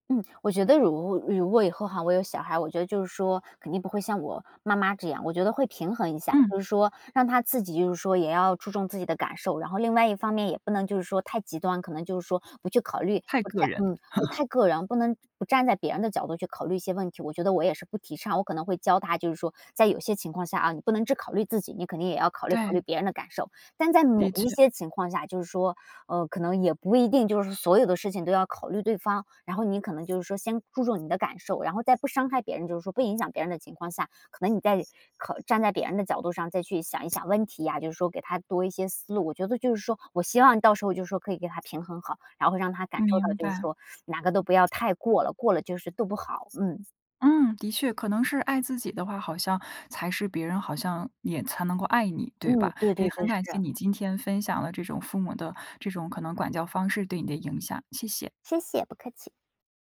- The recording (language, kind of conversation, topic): Chinese, podcast, 你觉得父母的管教方式对你影响大吗？
- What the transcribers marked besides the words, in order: laugh; other background noise; teeth sucking